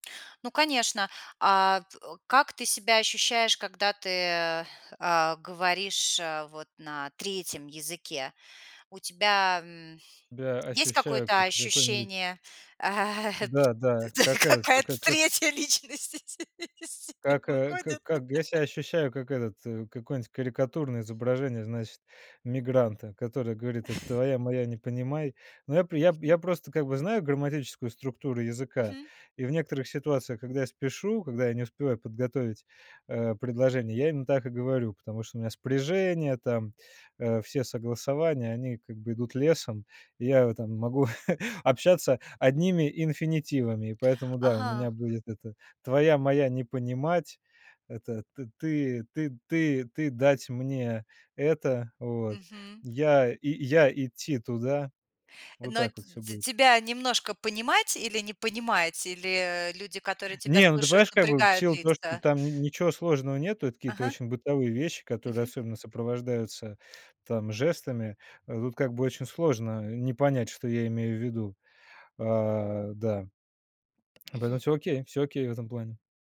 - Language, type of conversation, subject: Russian, podcast, Как знание языка влияет на ваше самоощущение?
- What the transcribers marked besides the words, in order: laughing while speaking: "какая-то третья личность из себя выходит?"; laugh; laughing while speaking: "могу"; tapping